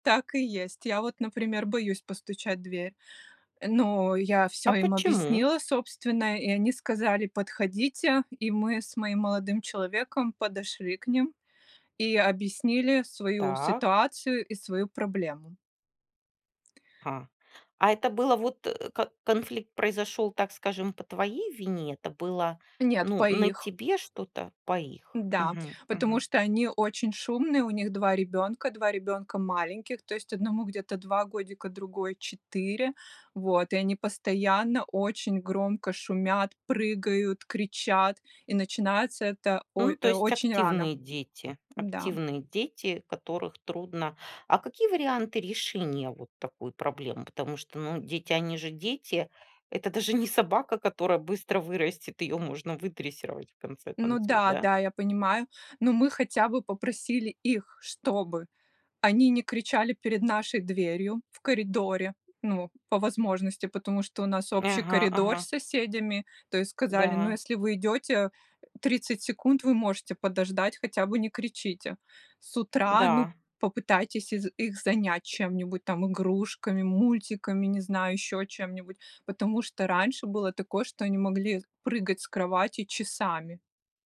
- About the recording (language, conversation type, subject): Russian, podcast, Как наладить отношения с соседями?
- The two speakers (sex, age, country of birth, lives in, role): female, 35-39, Russia, Netherlands, guest; female, 45-49, Russia, Spain, host
- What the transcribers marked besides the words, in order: tapping